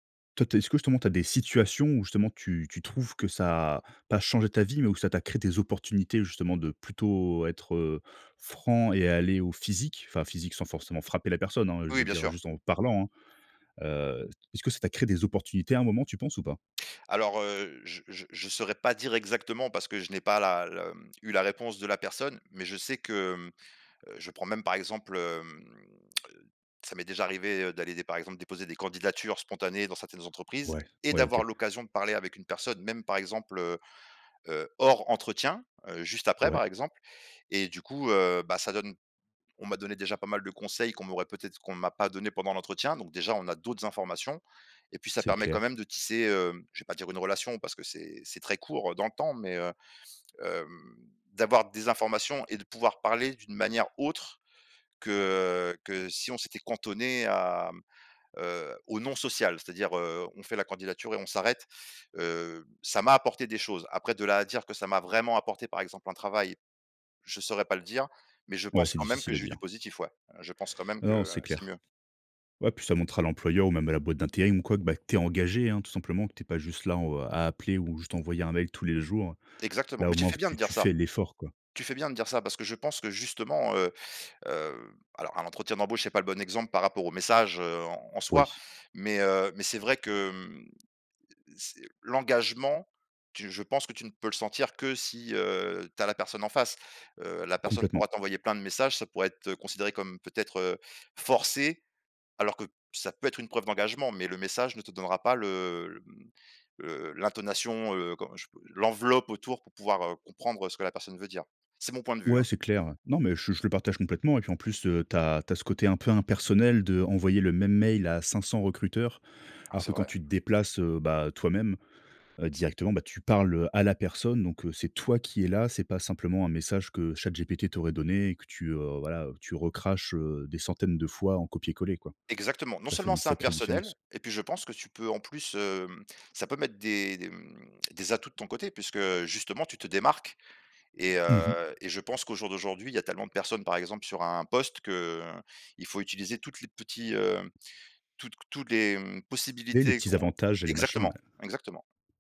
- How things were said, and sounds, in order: stressed: "physique"; stressed: "messages"; tapping; stressed: "forcé"; unintelligible speech; stressed: "toi"; stressed: "poste"
- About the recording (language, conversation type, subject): French, podcast, Préférez-vous les messages écrits ou une conversation en face à face ?